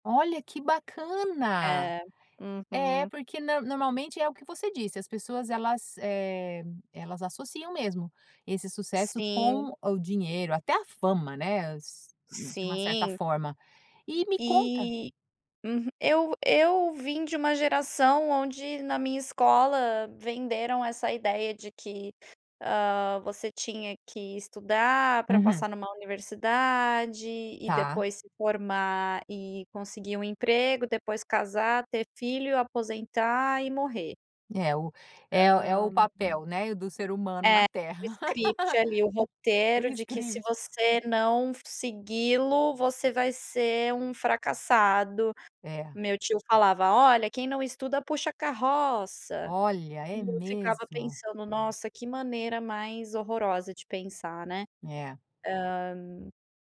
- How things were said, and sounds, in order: joyful: "Olha, que bacana!"; other background noise; other noise; in English: "script"; laugh; in English: "script"
- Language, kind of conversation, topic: Portuguese, podcast, Como você define o sucesso pessoal, na prática?